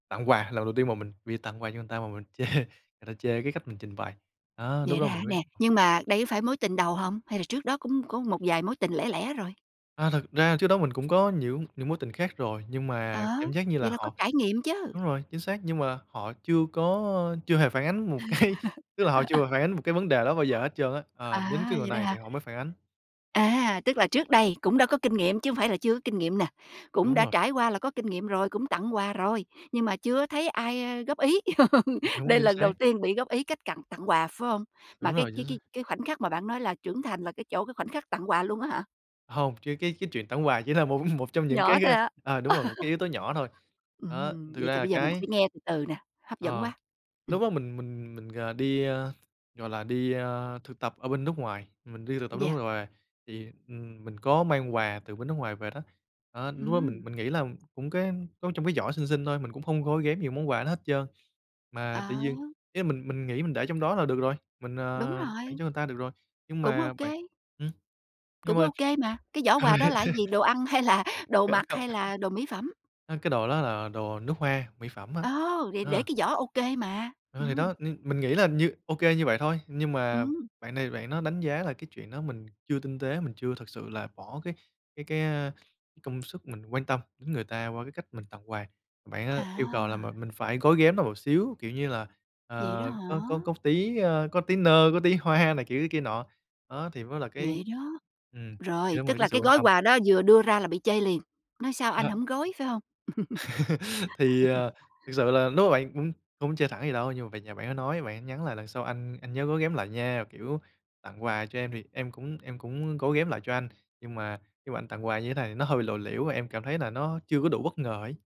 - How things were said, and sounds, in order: laughing while speaking: "chê"; tapping; laughing while speaking: "cái"; laugh; other background noise; laugh; "tặng-" said as "cặng"; laughing while speaking: "một"; laughing while speaking: "Nhỏ thôi hả?"; laugh; "đó" said as "ó"; "đó" said as "ó"; "người" said as "ờn"; laughing while speaking: "hay"; laugh; unintelligible speech; laughing while speaking: "hoa"; laughing while speaking: "À"; laugh
- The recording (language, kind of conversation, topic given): Vietnamese, podcast, Khoảnh khắc nào khiến bạn cảm thấy mình đã trưởng thành và vẫn nhớ mãi?